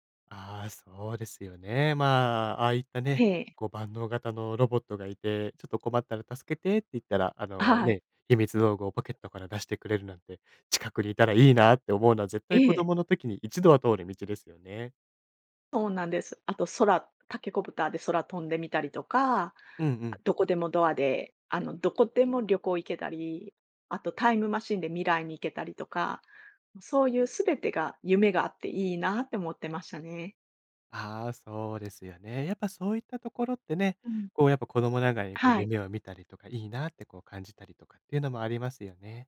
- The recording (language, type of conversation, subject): Japanese, podcast, 漫画で心に残っている作品はどれですか？
- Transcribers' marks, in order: tapping; other noise; other background noise